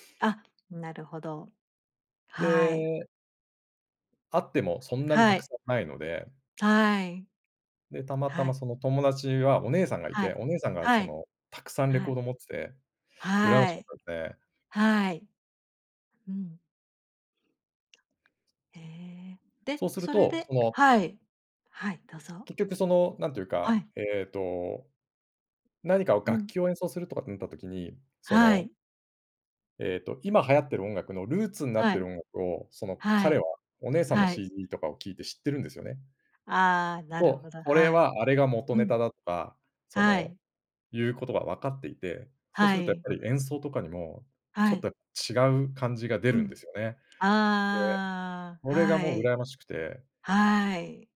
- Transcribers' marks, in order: none
- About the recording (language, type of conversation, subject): Japanese, podcast, 親や家族の音楽の影響を感じることはありますか？